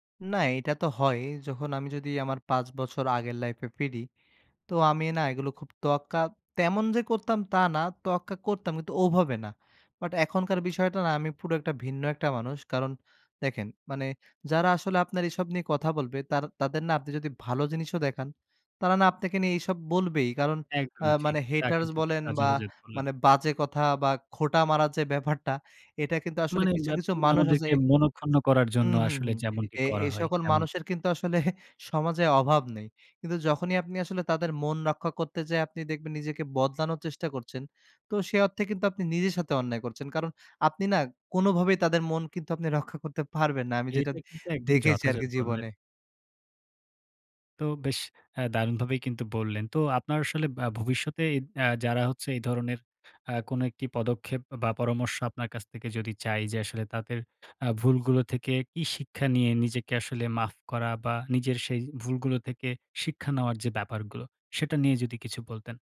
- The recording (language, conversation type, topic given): Bengali, podcast, কোনো বড় ভুল করার পর তুমি নিজেকে কীভাবে ক্ষমা করেছিলে?
- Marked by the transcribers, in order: unintelligible speech